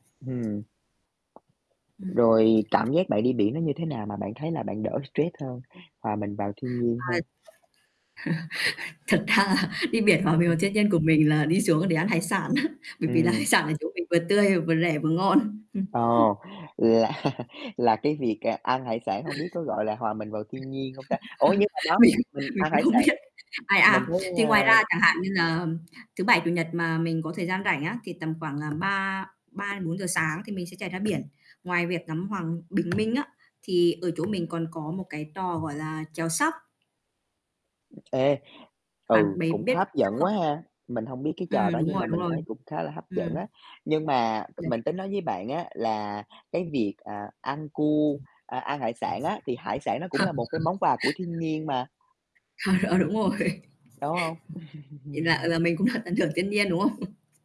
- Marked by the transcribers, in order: tapping; static; other background noise; laugh; laughing while speaking: "Thật ra là"; laughing while speaking: "á"; laughing while speaking: "hải sản"; laughing while speaking: "là"; chuckle; laugh; laugh; laughing while speaking: "Mình mình cũng không biết"; in English: "sấp"; distorted speech; in English: "sấp"; laugh; laughing while speaking: "Ờ, ờ, đúng rồi"; laugh; laughing while speaking: "được tận hưởng"; laugh; chuckle
- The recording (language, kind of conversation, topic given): Vietnamese, unstructured, Bạn có thấy thiên nhiên giúp bạn giảm căng thẳng không?
- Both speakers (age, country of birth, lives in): 25-29, Vietnam, Vietnam; 25-29, Vietnam, Vietnam